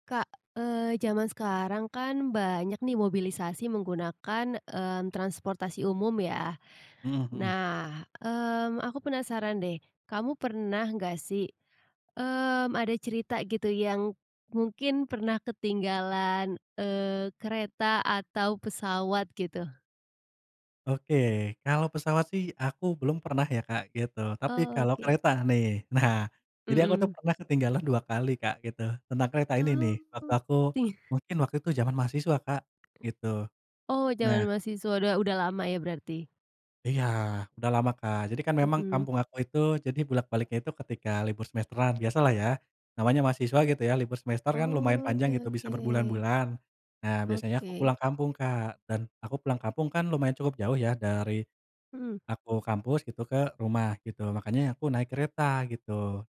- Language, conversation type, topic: Indonesian, podcast, Pernahkah kamu mengalami kejadian ketinggalan pesawat atau kereta, dan bagaimana ceritanya?
- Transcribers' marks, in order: tapping; laughing while speaking: "iya"; other background noise